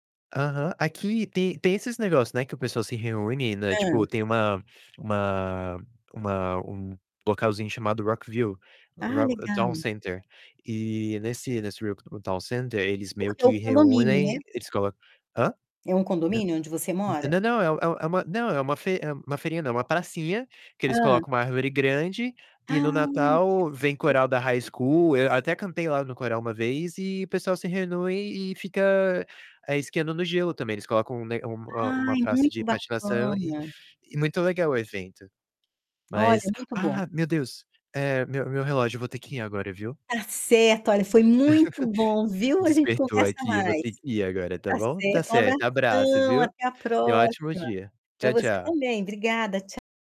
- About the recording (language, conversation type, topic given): Portuguese, unstructured, Qual é a importância dos eventos locais para unir as pessoas?
- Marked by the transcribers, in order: distorted speech; in English: "High School"; other background noise; "reúne" said as "renúe"; static; tapping; laugh